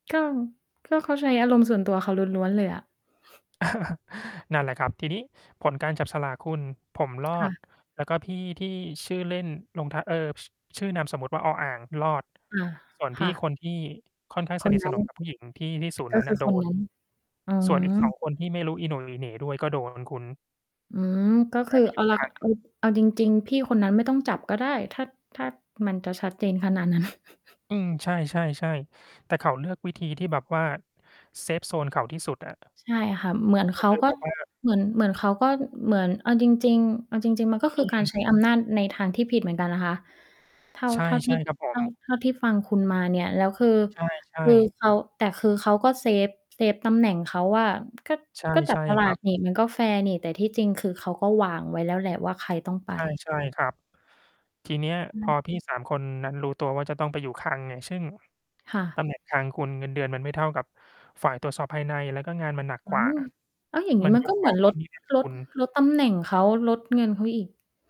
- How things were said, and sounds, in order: static; chuckle; tapping; distorted speech; mechanical hum; other noise; chuckle; in English: "เซฟโซน"; other background noise
- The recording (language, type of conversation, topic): Thai, unstructured, คนส่วนใหญ่มักรับมือกับความสูญเสียอย่างไร?